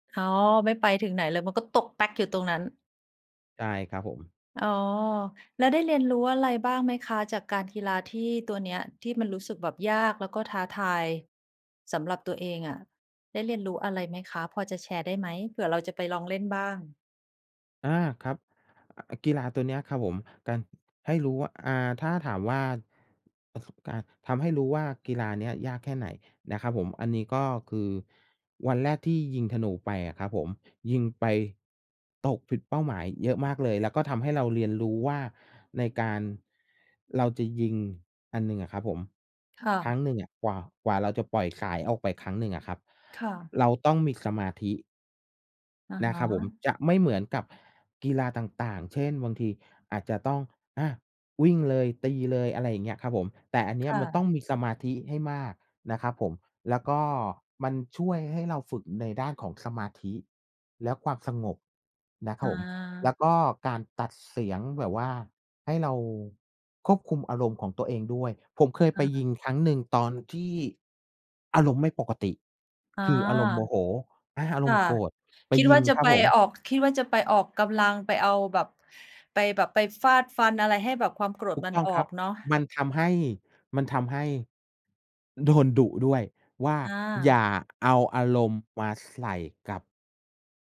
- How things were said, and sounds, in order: laughing while speaking: "โดนดุ"
- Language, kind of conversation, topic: Thai, unstructured, คุณเคยลองเล่นกีฬาที่ท้าทายมากกว่าที่เคยคิดไหม?